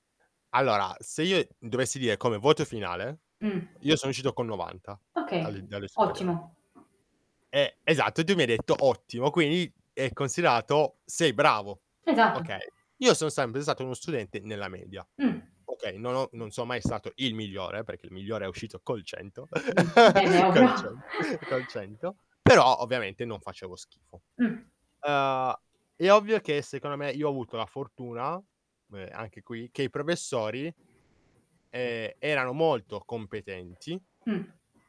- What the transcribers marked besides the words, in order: static; tapping; distorted speech; other background noise; "Quindi" said as "quini"; mechanical hum; laughing while speaking: "ovvio"; laugh
- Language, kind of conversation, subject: Italian, podcast, I voti misurano davvero quanto hai imparato?